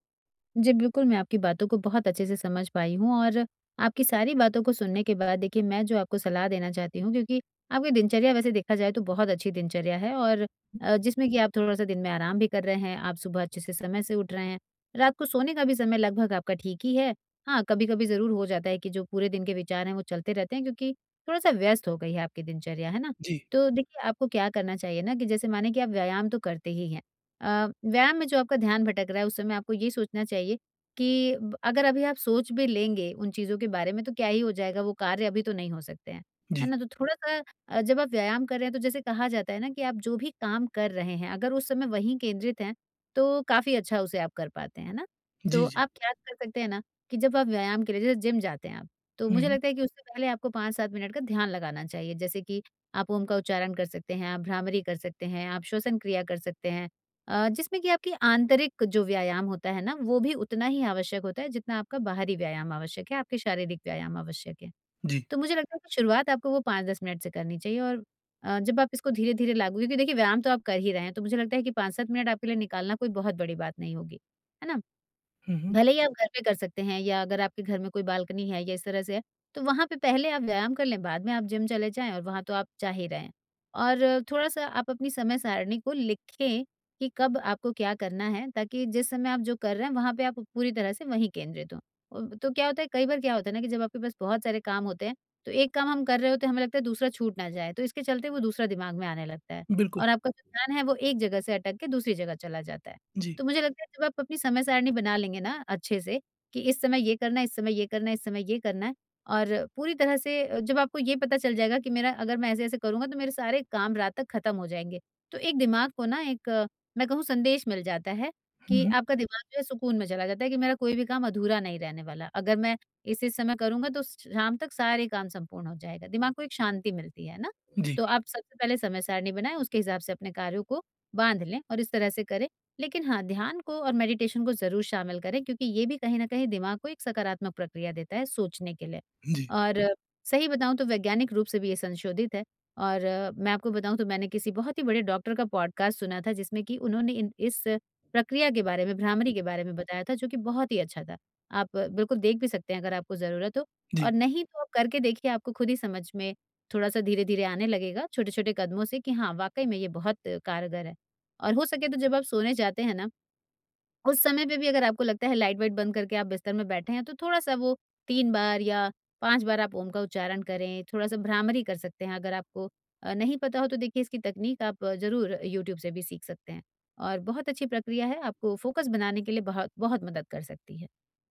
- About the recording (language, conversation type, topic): Hindi, advice, लंबे समय तक ध्यान कैसे केंद्रित रखूँ?
- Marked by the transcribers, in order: tapping; other background noise; in English: "प्लान"; in English: "मेडिटेशन"; in English: "पॉडकास्ट"; in English: "फोकस"